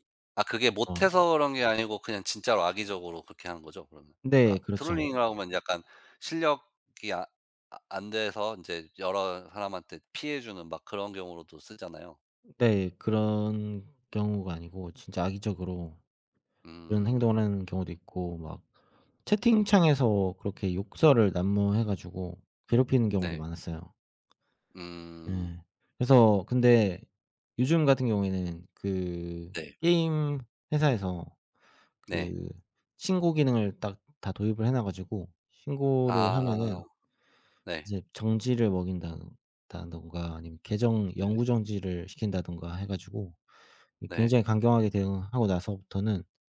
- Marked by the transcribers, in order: in English: "트롤링이라고"; tapping; other background noise
- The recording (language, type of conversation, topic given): Korean, unstructured, 사이버 괴롭힘에 어떻게 대처하는 것이 좋을까요?